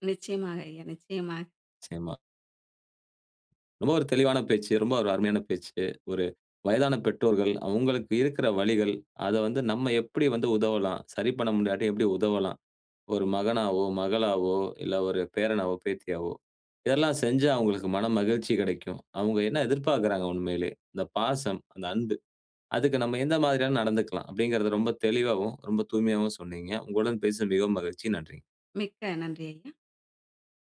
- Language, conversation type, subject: Tamil, podcast, வயதான பெற்றோரைப் பார்த்துக் கொள்ளும் பொறுப்பை நீங்கள் எப்படிப் பார்க்கிறீர்கள்?
- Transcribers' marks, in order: none